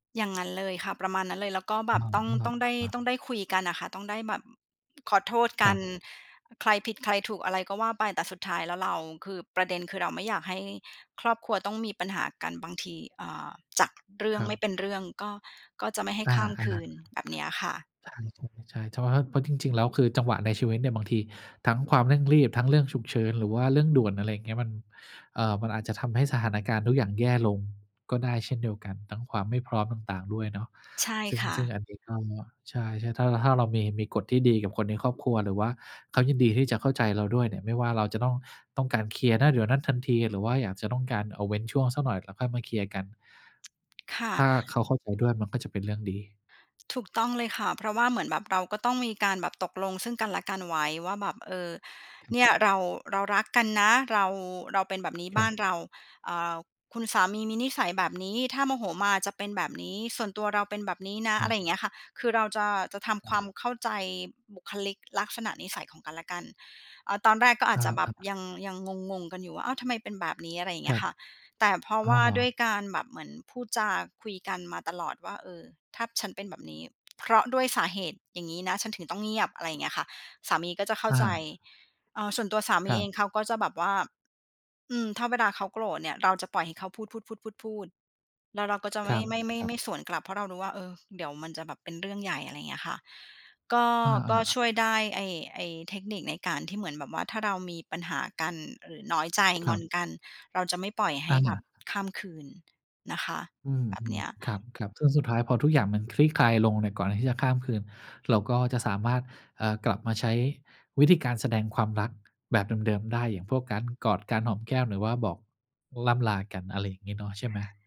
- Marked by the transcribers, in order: other background noise
- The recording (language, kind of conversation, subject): Thai, podcast, คุณกับคนในบ้านมักแสดงความรักกันแบบไหน?